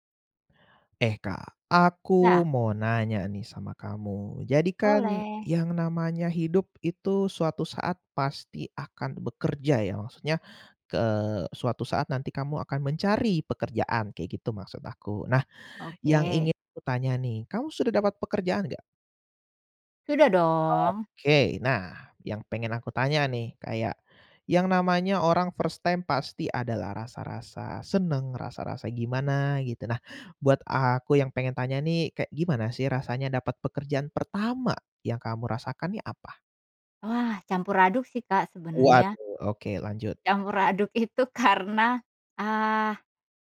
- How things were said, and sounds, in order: in English: "first time"; laughing while speaking: "itu karena"
- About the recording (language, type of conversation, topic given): Indonesian, podcast, Bagaimana rasanya mendapatkan pekerjaan pertama Anda?